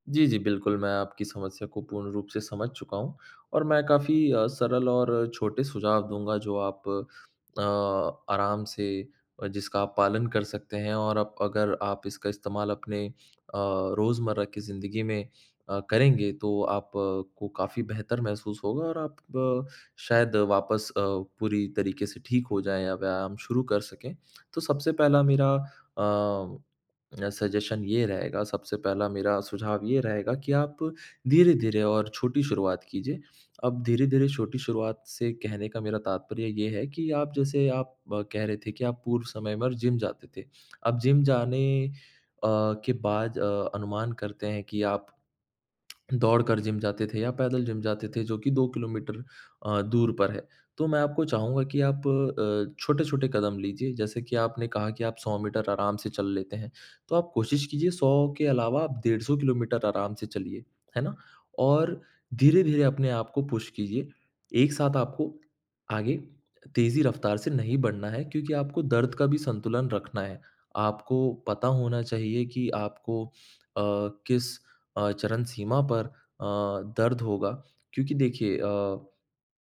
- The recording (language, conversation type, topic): Hindi, advice, पुरानी चोट के बाद फिर से व्यायाम शुरू करने में डर क्यों लगता है और इसे कैसे दूर करें?
- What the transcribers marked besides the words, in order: in English: "सजेशन"; tongue click; in English: "पुश"